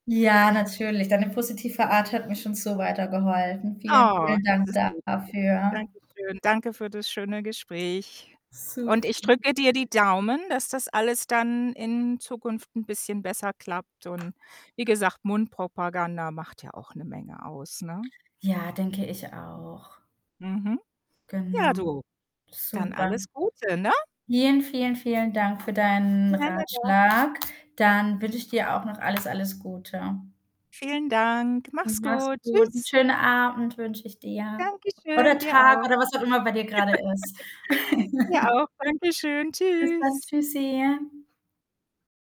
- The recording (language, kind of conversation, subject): German, advice, Wie gehst du mit deiner Frustration über ausbleibende Kunden und langsames Wachstum um?
- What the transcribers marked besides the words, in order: other background noise; distorted speech; tapping; static; giggle; chuckle